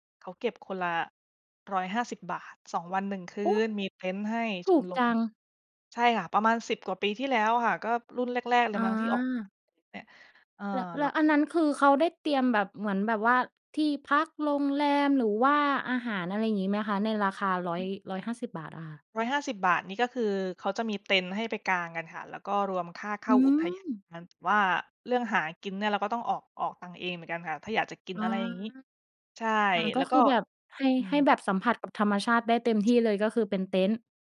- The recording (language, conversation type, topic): Thai, podcast, เล่าเหตุผลที่ทำให้คุณรักธรรมชาติได้ไหม?
- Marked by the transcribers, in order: tapping; other background noise